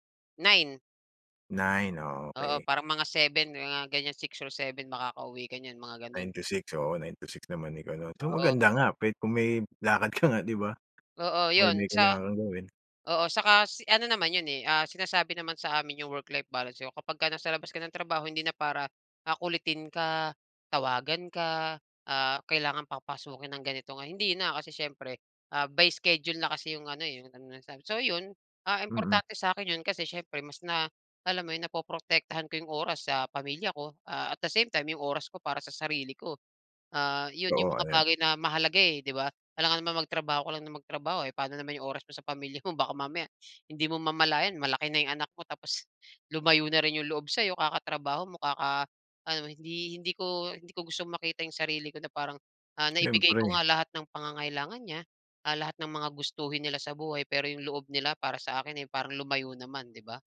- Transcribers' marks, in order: laughing while speaking: "nga"; laughing while speaking: "Baka"
- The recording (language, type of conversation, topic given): Filipino, podcast, Paano mo pinangangalagaan ang oras para sa pamilya at sa trabaho?